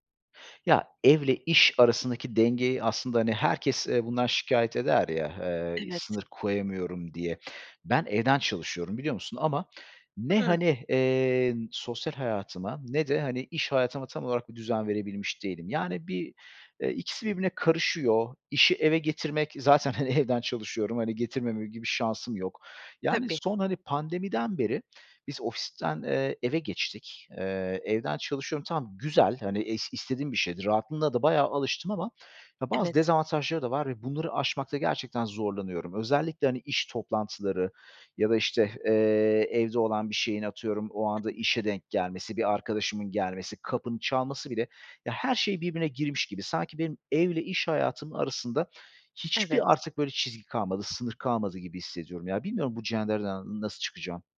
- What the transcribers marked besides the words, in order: other background noise; laughing while speaking: "hani evden"; unintelligible speech; tapping
- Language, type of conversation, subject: Turkish, advice, Evde veya işte sınır koymakta neden zorlanıyorsunuz?